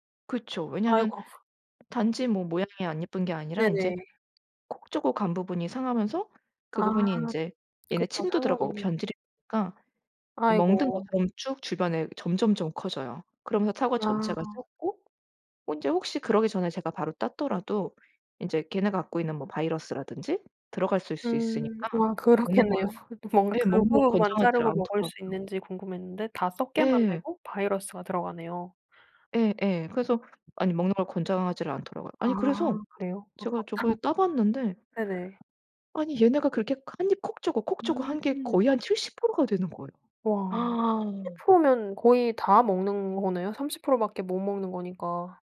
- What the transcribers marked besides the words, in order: laugh; other background noise; laugh; laughing while speaking: "아깝다"
- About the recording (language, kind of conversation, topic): Korean, podcast, 집 주변에서 가장 쉽게 자연을 즐길 수 있는 방법은 무엇인가요?
- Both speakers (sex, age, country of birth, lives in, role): female, 30-34, South Korea, Sweden, host; female, 40-44, United States, Sweden, guest